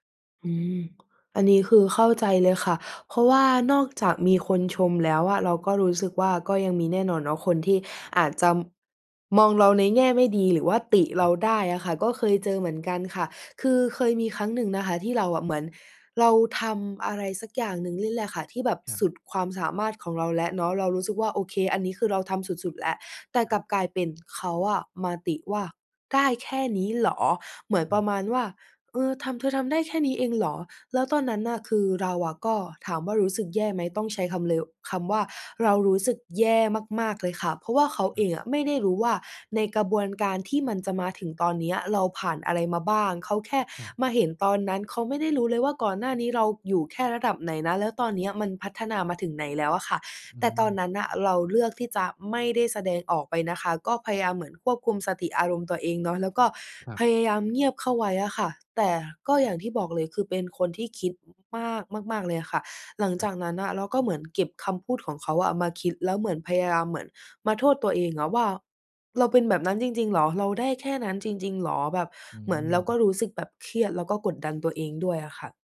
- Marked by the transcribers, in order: tapping; other background noise
- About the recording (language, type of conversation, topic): Thai, advice, จะจัดการความวิตกกังวลหลังได้รับคำติชมอย่างไรดี?
- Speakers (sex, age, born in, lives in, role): female, 20-24, Thailand, Thailand, user; male, 50-54, Thailand, Thailand, advisor